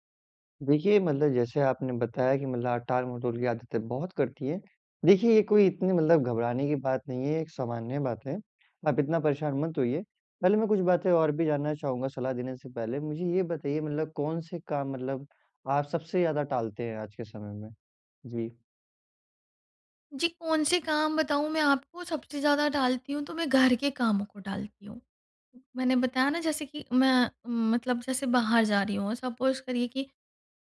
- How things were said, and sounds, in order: in English: "सपोज़"
- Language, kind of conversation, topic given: Hindi, advice, मैं टालमटोल की आदत कैसे छोड़ूँ?